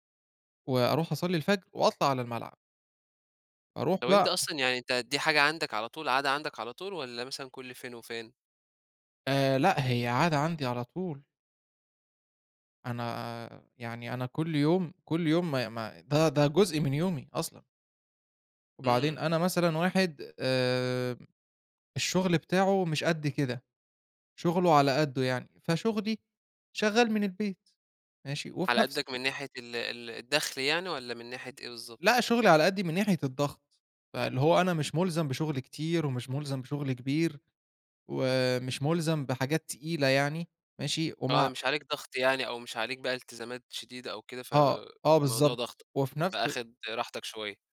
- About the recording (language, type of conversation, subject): Arabic, podcast, إزاي بتوازن بين استمتاعك اليومي وخططك للمستقبل؟
- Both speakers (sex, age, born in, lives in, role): male, 20-24, Egypt, Egypt, host; male, 25-29, Egypt, Egypt, guest
- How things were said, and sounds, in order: tapping